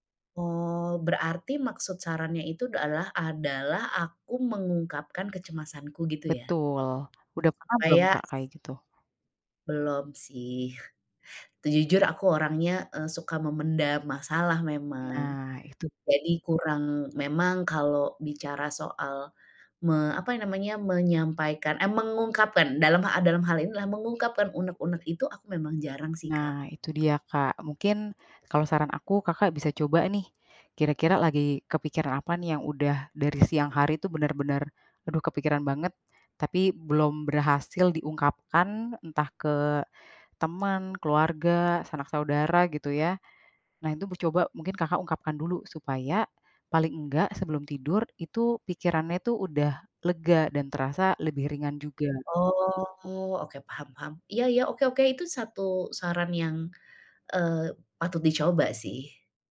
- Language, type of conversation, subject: Indonesian, advice, Mengapa saya bangun merasa lelah meski sudah tidur cukup lama?
- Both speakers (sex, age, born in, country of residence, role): female, 30-34, Indonesia, Indonesia, advisor; female, 45-49, Indonesia, Indonesia, user
- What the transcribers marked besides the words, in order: other background noise